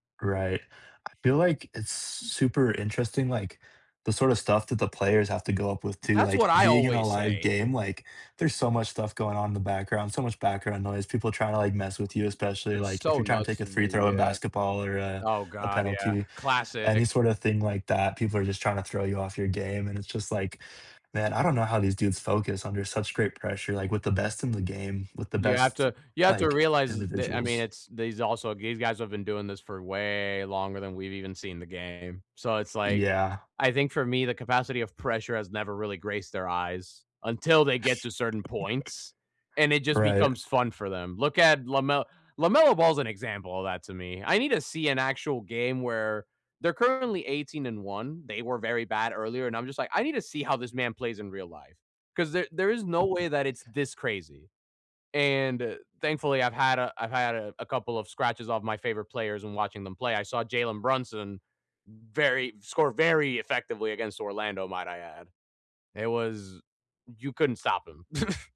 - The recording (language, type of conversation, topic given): English, unstructured, How do you decide whether to attend a game in person or watch it at home?
- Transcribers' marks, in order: tapping; drawn out: "way"; other noise; laugh; other background noise; chuckle